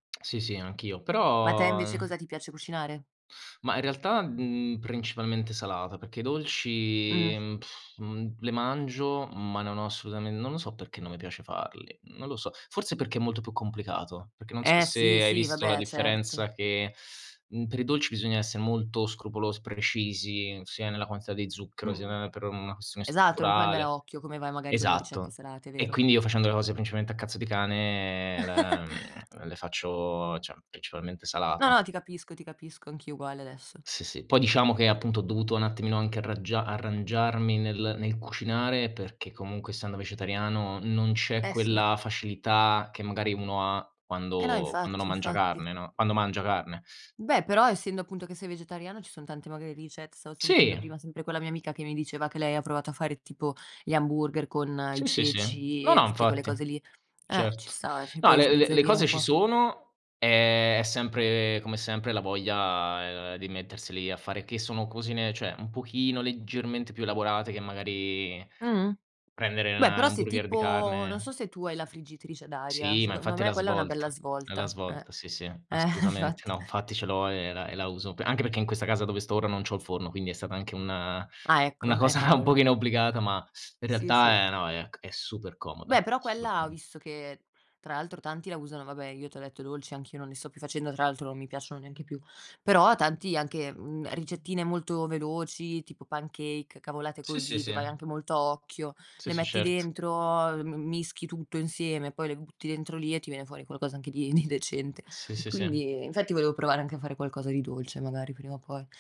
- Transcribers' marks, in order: lip trill; tapping; other background noise; teeth sucking; unintelligible speech; chuckle; "cioè" said as "ceh"; "cioè" said as "ceh"; "cioè" said as "ceh"; laughing while speaking: "Eh, infatti!"; "cavolo" said as "cavola"; chuckle; laughing while speaking: "di"
- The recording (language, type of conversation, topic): Italian, unstructured, Qual è la ricetta che ti ricorda l’infanzia?
- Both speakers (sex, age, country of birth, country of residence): female, 25-29, Italy, Italy; male, 25-29, Italy, Italy